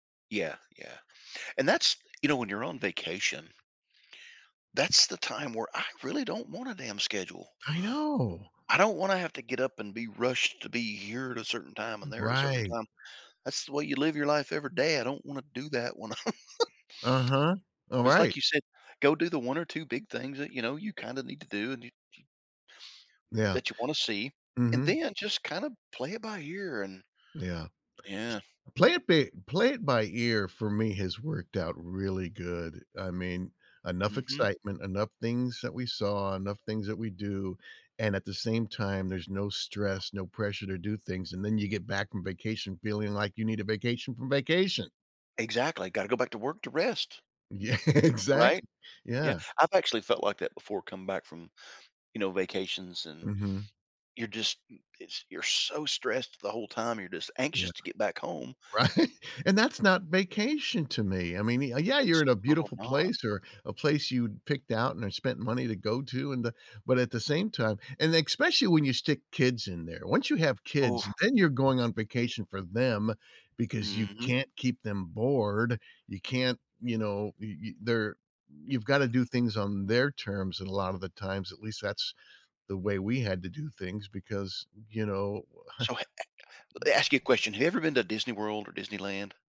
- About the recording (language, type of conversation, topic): English, unstructured, How should I choose famous sights versus exploring off the beaten path?
- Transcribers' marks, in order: tapping; laughing while speaking: "when I'm"; other background noise; laughing while speaking: "Yeah"; laughing while speaking: "Right?"; chuckle